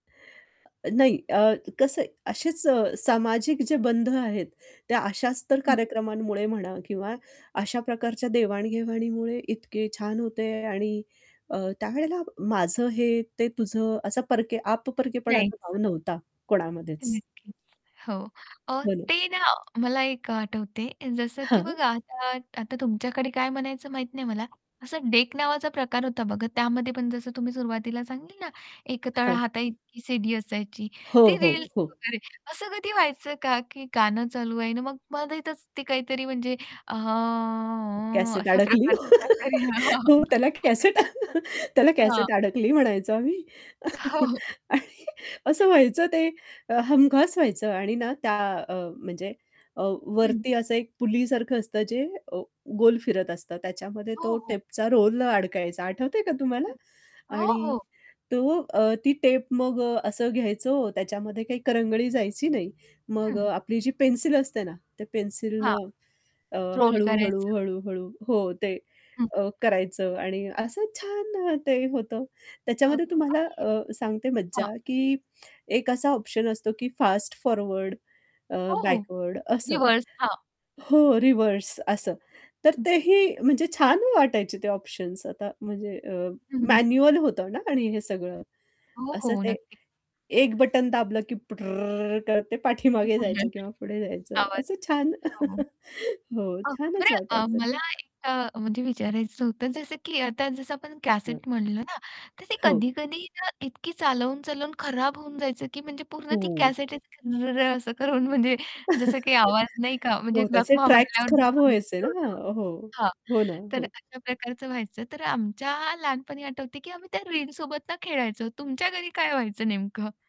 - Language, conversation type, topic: Marathi, podcast, जुन्या कॅसेट्स किंवा सीडींबद्दल तुला काय काय आठवतं?
- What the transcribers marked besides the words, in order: static; distorted speech; unintelligible speech; tapping; humming a tune; laugh; laughing while speaking: "हो त्याला कॅसेट त्याला कॅसेट … अ, हमखास व्हायचं"; chuckle; laugh; other noise; in English: "फास्ट फॉरवर्ड"; in English: "रिव्हर्स"; in English: "बॅकवर्ड"; in English: "रिव्हर्स"; in English: "मॅन्युअल"; unintelligible speech; laugh; laugh